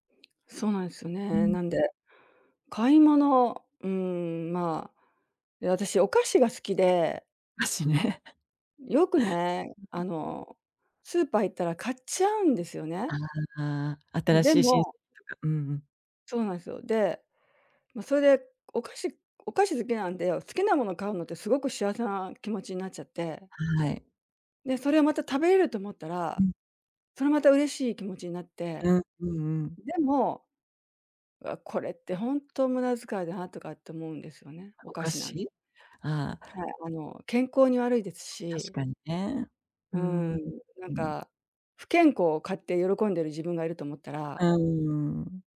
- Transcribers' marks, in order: laughing while speaking: "菓子ね"; tapping; other noise; other background noise
- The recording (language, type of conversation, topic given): Japanese, advice, 買い物で一時的な幸福感を求めてしまう衝動買いを減らすにはどうすればいいですか？